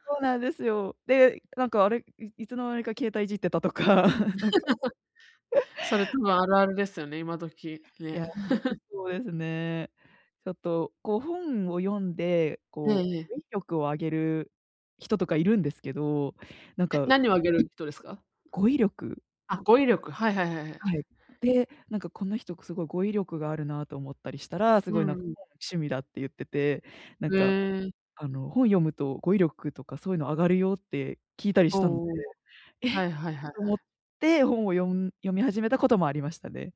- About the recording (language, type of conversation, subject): Japanese, advice, どうすれば集中力を取り戻して日常を乗り切れますか？
- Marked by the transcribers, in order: tapping; laugh; laughing while speaking: "とか。なんか"; laugh; chuckle; other background noise